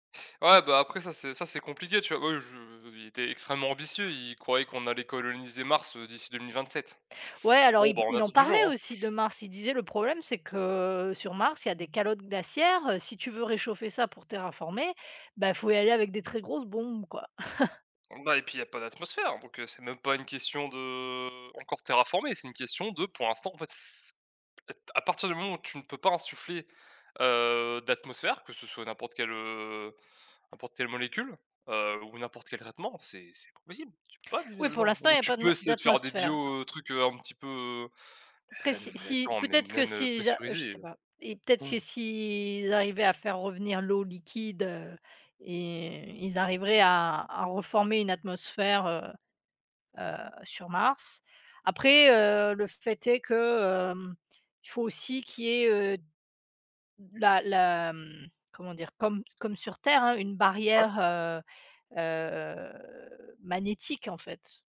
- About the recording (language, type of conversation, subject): French, unstructured, Comment les influenceurs peuvent-ils sensibiliser leur audience aux enjeux environnementaux ?
- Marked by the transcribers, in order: other background noise; chuckle; drawn out: "de"; other noise; gasp; drawn out: "heu"